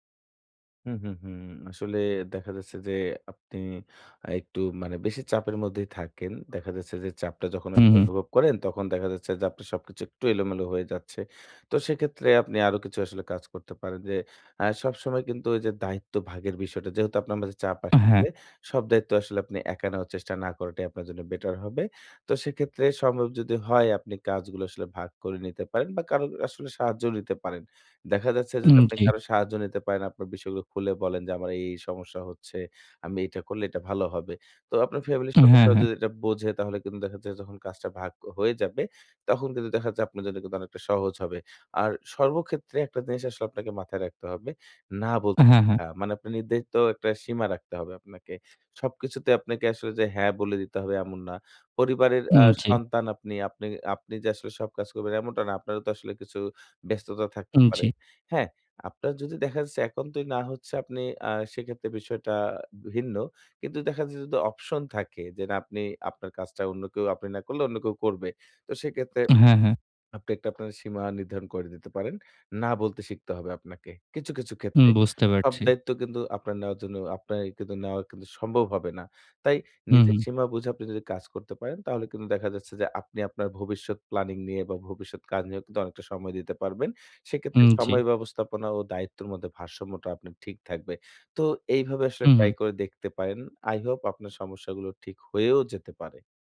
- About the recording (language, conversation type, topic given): Bengali, advice, নতুন বাবা-মা হিসেবে সময় কীভাবে ভাগ করে কাজ ও পরিবারের দায়িত্বের ভারসাম্য রাখব?
- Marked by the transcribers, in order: none